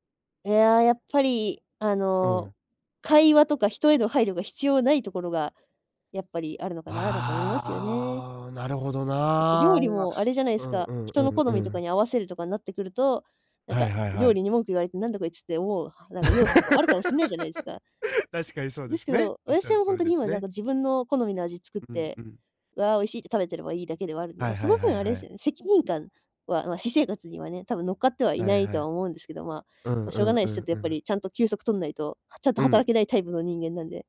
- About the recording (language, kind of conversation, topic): Japanese, podcast, 休日はどのように過ごすのがいちばん好きですか？
- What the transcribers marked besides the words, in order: drawn out: "ああ"; laugh